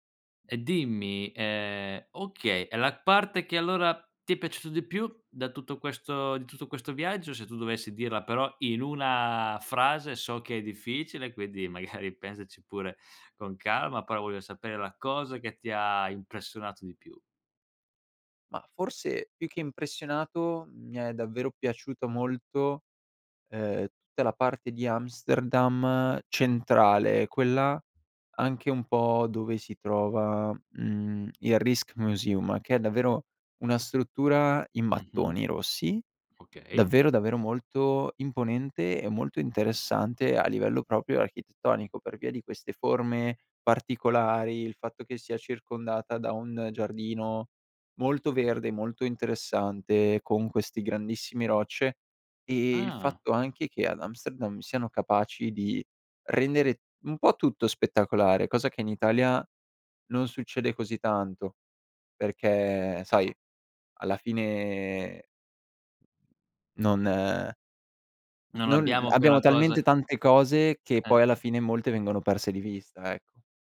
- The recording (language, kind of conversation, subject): Italian, podcast, Ti è mai capitato di perderti in una città straniera?
- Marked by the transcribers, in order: laughing while speaking: "magari"; "però" said as "paro"; "proprio" said as "propio"; tapping